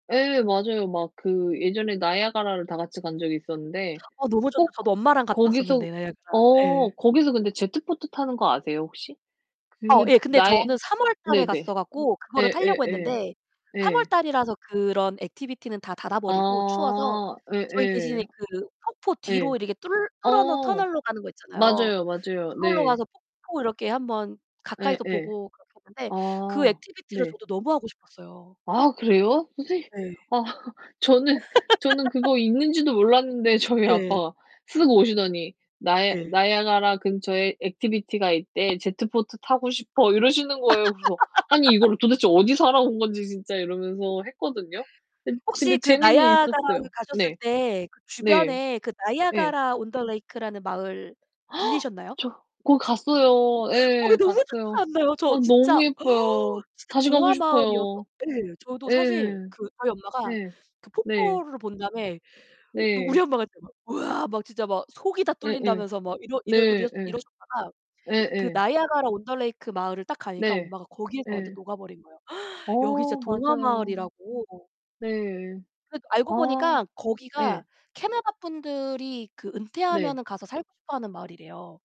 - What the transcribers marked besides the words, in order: distorted speech; other background noise; tapping; laughing while speaking: "아"; laugh; laughing while speaking: "저희"; laugh; background speech; gasp; gasp; gasp
- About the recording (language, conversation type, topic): Korean, unstructured, 가장 감동적이었던 가족 여행은 무엇인가요?